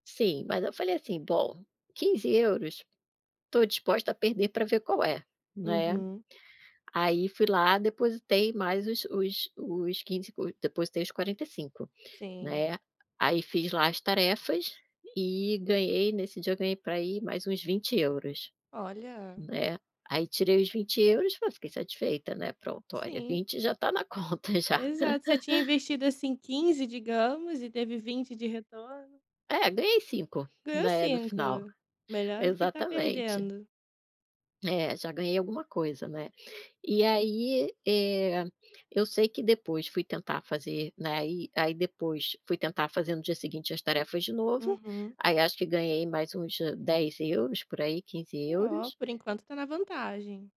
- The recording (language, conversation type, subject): Portuguese, podcast, Como você evita golpes e fraudes na internet?
- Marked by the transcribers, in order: laugh